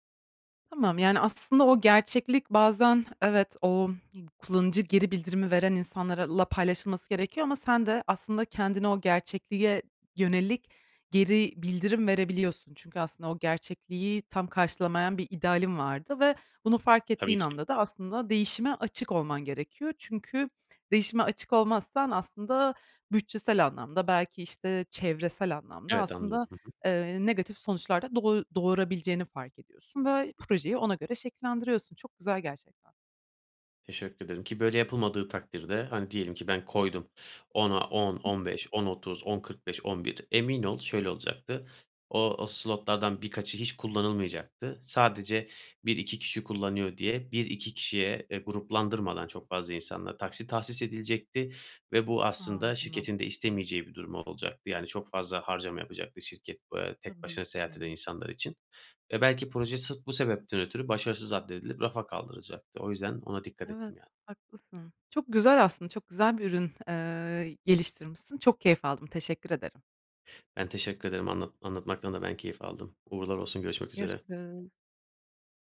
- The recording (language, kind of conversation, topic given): Turkish, podcast, İlk fikrinle son ürün arasında neler değişir?
- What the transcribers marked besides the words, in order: tapping